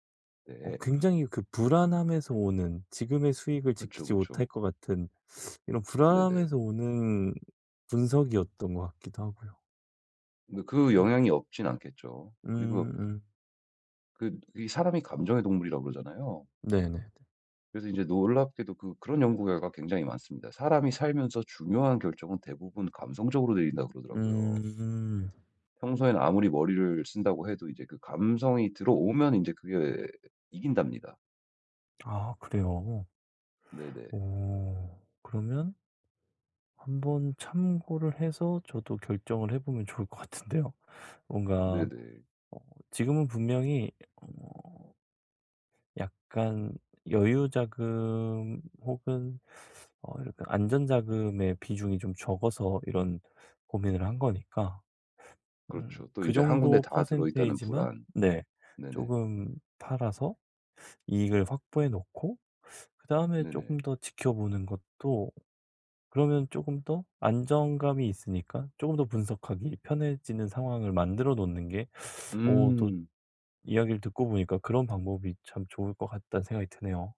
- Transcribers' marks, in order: other background noise; laughing while speaking: "좋을 것 같은데요"
- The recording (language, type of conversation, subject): Korean, advice, 중요한 결정을 앞두고 불확실해서 불안할 때 어떻게 선택하면 좋을까요?